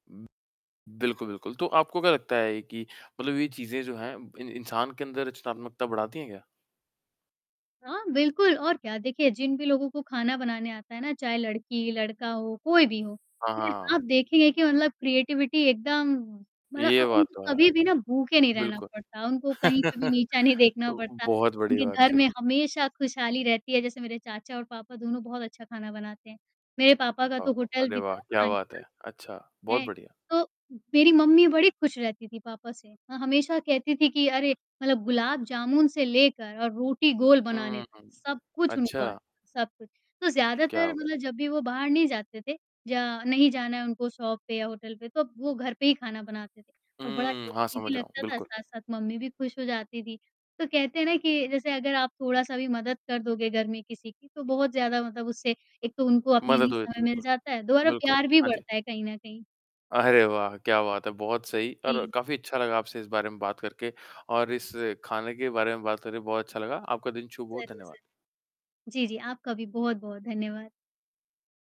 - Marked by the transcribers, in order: static; distorted speech; in English: "क्रिएटिविटी"; chuckle; laughing while speaking: "नहीं देखना"; in English: "होटल"; other noise; in English: "शॉप"; in English: "होटल"; in English: "टेस्टी"; other background noise
- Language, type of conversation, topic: Hindi, podcast, बचे हुए खाने को आप नए स्वाद और रूप में कैसे बदलते हैं?